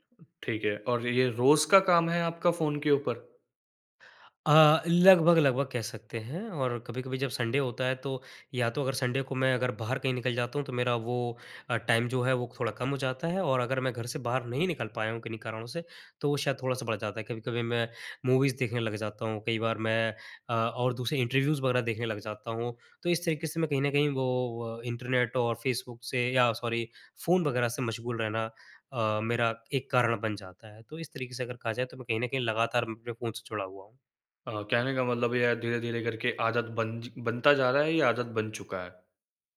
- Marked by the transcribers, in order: in English: "संडे"; in English: "संडे"; in English: "टाइम"; in English: "मूवीज़"; in English: "इंटरव्यूज़"; in English: "सॉरी"
- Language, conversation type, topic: Hindi, advice, नोटिफिकेशन और फोन की वजह से आपका ध्यान बार-बार कैसे भटकता है?